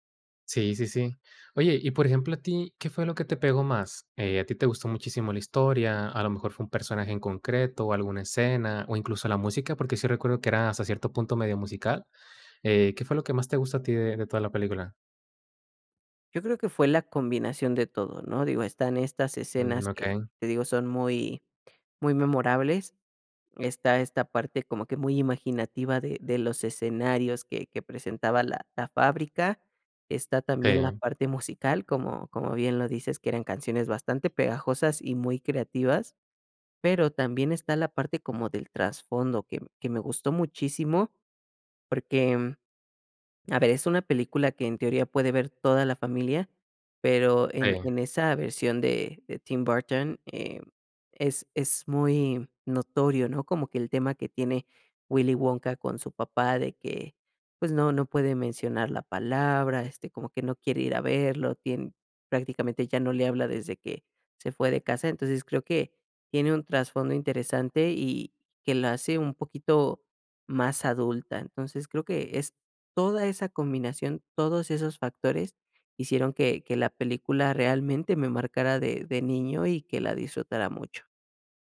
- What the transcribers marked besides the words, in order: none
- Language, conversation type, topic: Spanish, podcast, ¿Qué película te marcó de joven y por qué?